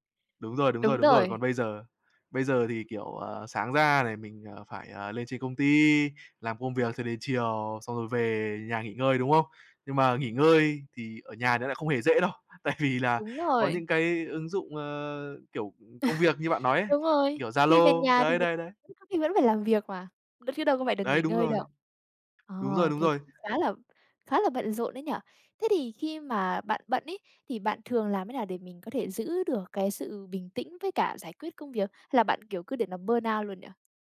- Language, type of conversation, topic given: Vietnamese, podcast, Bạn xử lý căng thẳng như thế nào khi công việc bận rộn?
- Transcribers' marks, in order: tapping; other background noise; laughing while speaking: "tại vì"; chuckle; unintelligible speech; in English: "burn out"